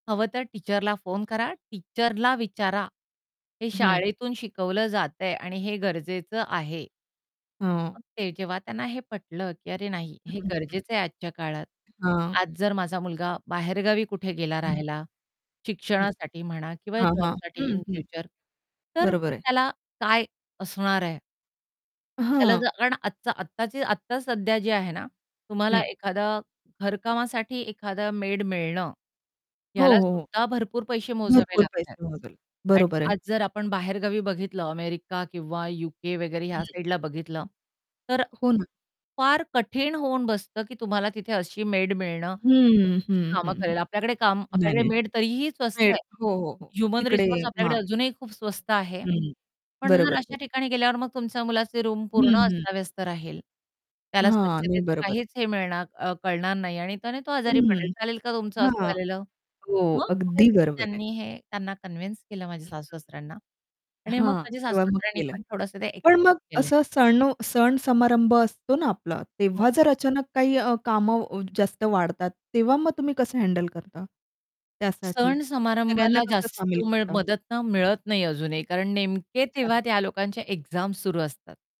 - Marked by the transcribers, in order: in English: "टीचरला"; in English: "टीचरला"; distorted speech; static; other background noise; "यूके" said as "उक"; unintelligible speech; in English: "ह्युमन रिसोर्स"; in English: "रूम"; in English: "कन्विन्स"; unintelligible speech; "सासू-सासऱ्यांना" said as "ससर्यांना"; "सासू-सासऱ्यांना" said as "ससनी"; tapping; in English: "एक्झाम"
- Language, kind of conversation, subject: Marathi, podcast, तुम्ही घरकामांमध्ये कुटुंबाला कसे सामील करता?